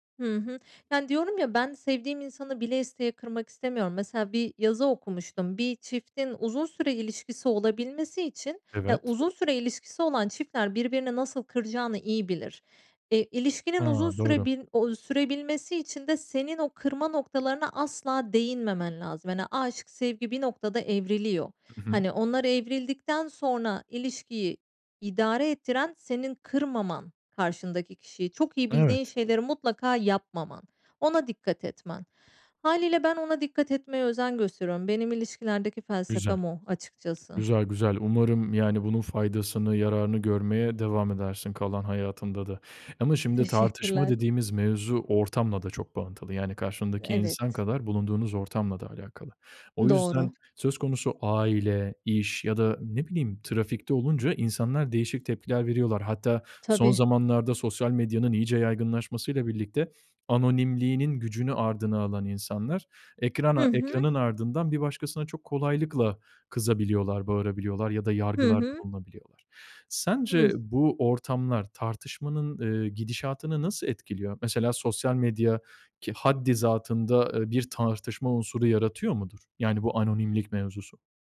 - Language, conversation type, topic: Turkish, podcast, Çatışma sırasında sakin kalmak için hangi taktikleri kullanıyorsun?
- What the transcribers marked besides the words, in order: other background noise; tapping